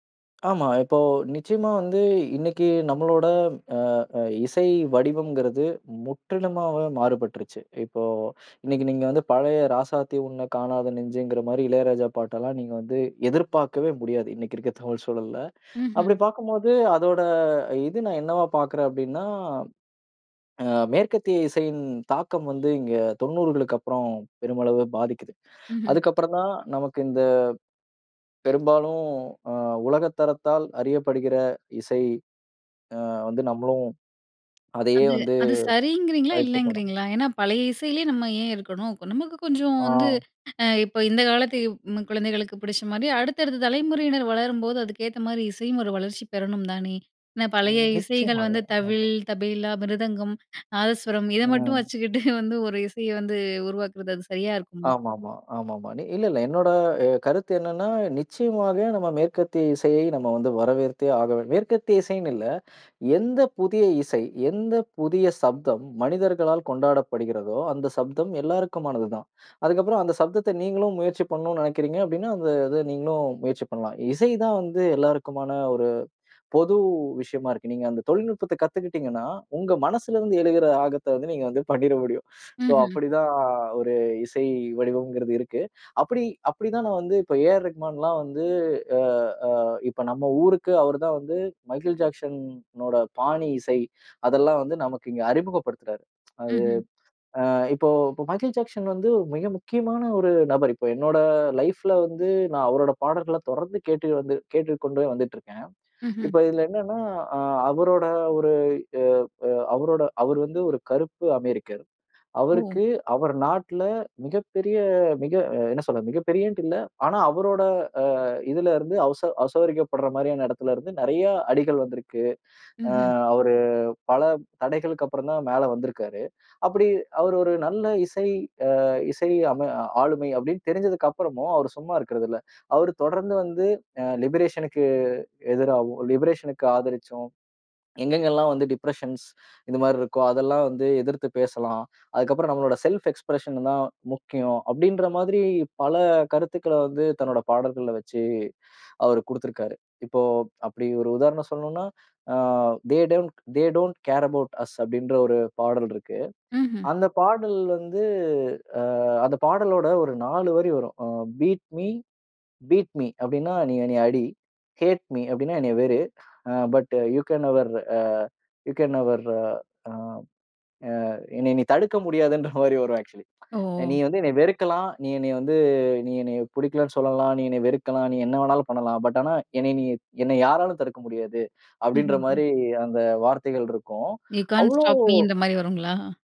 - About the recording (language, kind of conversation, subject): Tamil, podcast, உங்கள் வாழ்க்கைக்கான பின்னணி இசை எப்படி இருக்கும்?
- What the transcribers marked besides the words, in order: inhale; inhale; drawn out: "அதோட"; swallow; inhale; laughing while speaking: "இத மட்டும் வச்சுக்கிட்டு வந்து ஒரு இசையை வந்து உருவாக்கிறது"; other background noise; anticipating: "அது சரியா இருக்குமா?"; inhale; inhale; laughing while speaking: "நீங்க வந்து பண்ணிற முடியும். சோ அப்படி தான் ஒரு இசை வடிவம்ங்கிறது இருக்கு"; tsk; inhale; in English: "லிபரேஷனுக்கு"; in English: "லிபரேஷனுக்கு"; in English: "டிப்ரஷன்ஸ்"; in English: "செல்ஃப் எக்ஸ்பிரஷன்"; in English: "தே டோன்ட் தே டோன்ட் கேர் அஃபவுட் அஸ்"; in English: "பீட் மி பீட் மி"; in English: "ஹேட் மி"; in English: "பட் யூ கேன் நெவர், அ யூ கேன் நெவர்"; laughing while speaking: "முடியாதுன்ற மாரி வரும் ஆக்சுவலி"; in English: "ஆக்சுவலி"; drawn out: "வந்து"; in English: "யூ கான்ட் ஸ்டாப் மீ"